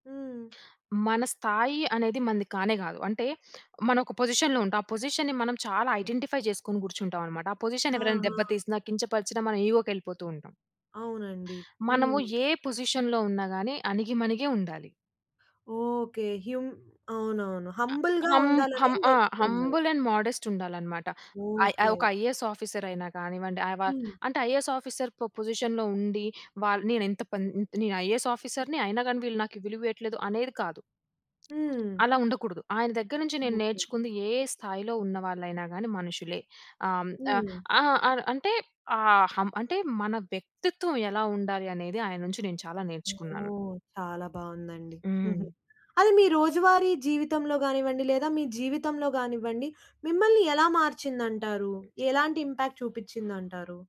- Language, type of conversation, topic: Telugu, podcast, మీకు గుర్తుండిపోయిన ఒక గురువు వల్ల మీలో ఏ మార్పు వచ్చిందో చెప్పగలరా?
- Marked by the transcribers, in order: other background noise; in English: "పొజిషన్‌లో"; in English: "పొజిషన్‌ని"; in English: "ఐడెంటిఫై"; in English: "పొజిషన్"; in English: "ఇగో‌కి"; in English: "పొజిషన్‌లో"; in English: "హంబుల్‌గా"; in English: "హంబుల్ అండ్ మోడెస్ట్"; in English: "ఐఏఎస్ ఆఫీసర్"; in English: "ఐఏఎస్ ఆఫీసర్‌కొ పొజిషన్‌లో"; in English: "ఐఏఎస్ ఆఫీసర్‌ని"; tapping; in English: "ఇంపాక్ట్"